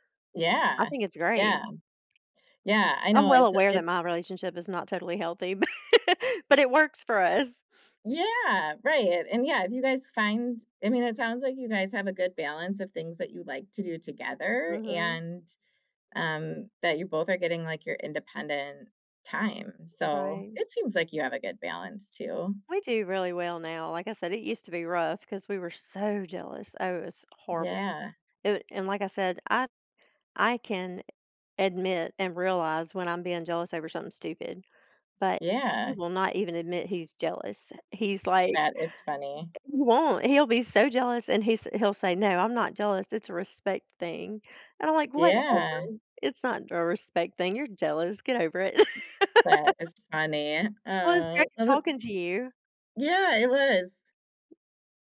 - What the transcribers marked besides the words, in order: laughing while speaking: "bu"; laugh; other background noise; laugh
- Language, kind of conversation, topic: English, unstructured, How do you balance personal space and togetherness?
- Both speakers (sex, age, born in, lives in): female, 35-39, United States, United States; female, 50-54, United States, United States